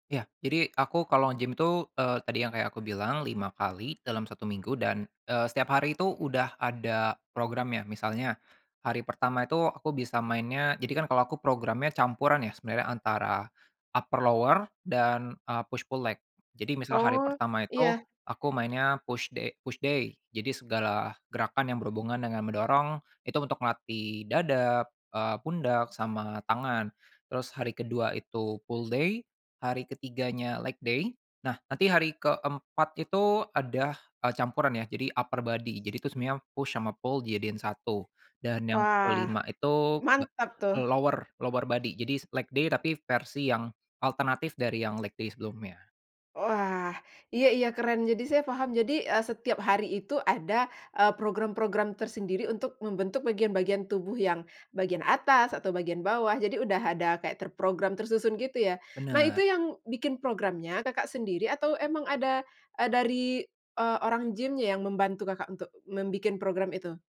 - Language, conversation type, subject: Indonesian, podcast, Bagaimana pengalamanmu membentuk kebiasaan olahraga rutin?
- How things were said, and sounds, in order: in English: "upper-lower"; in English: "push-pull leg"; in English: "push da push day"; in English: "pull-day"; in English: "leg-day"; in English: "upper-body"; in English: "push"; in English: "pull"; in English: "lower lower-body"; in English: "leg-day"; in English: "leg-day"